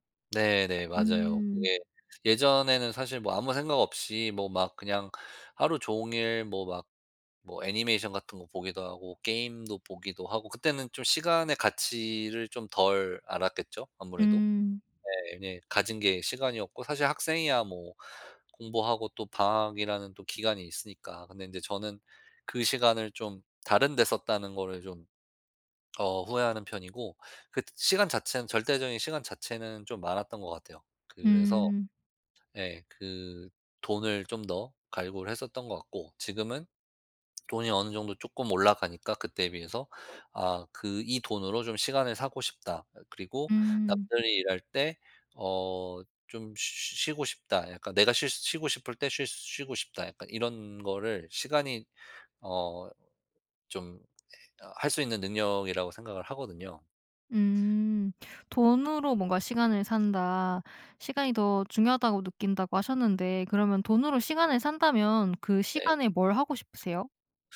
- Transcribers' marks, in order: none
- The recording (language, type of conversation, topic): Korean, podcast, 돈과 시간 중 무엇을 더 소중히 여겨?